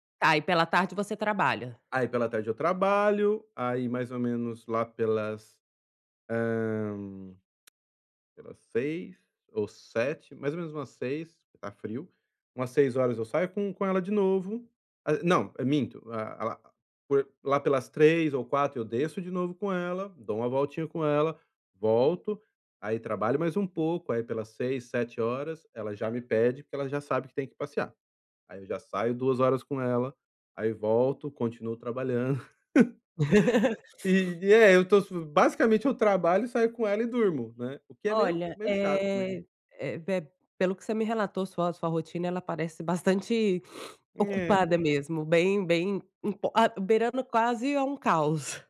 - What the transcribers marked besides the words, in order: tongue click; laugh; sniff; other background noise; tapping; sniff; laughing while speaking: "caos"
- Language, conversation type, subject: Portuguese, advice, Como lidar com a sobrecarga quando as responsabilidades aumentam e eu tenho medo de falhar?